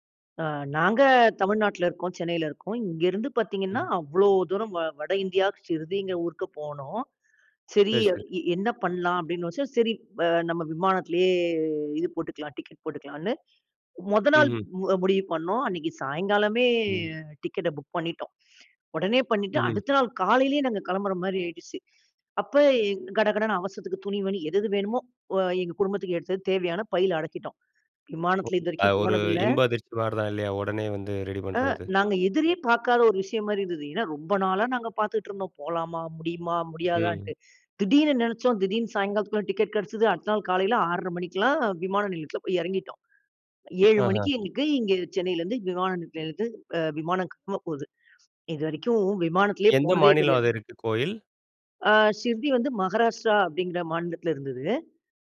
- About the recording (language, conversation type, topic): Tamil, podcast, ஒரு பயணம் திடீரென மறக்க முடியாத நினைவாக மாறிய அனுபவம் உங்களுக்குண்டா?
- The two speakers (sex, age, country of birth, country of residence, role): female, 40-44, India, India, guest; male, 40-44, India, India, host
- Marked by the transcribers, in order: none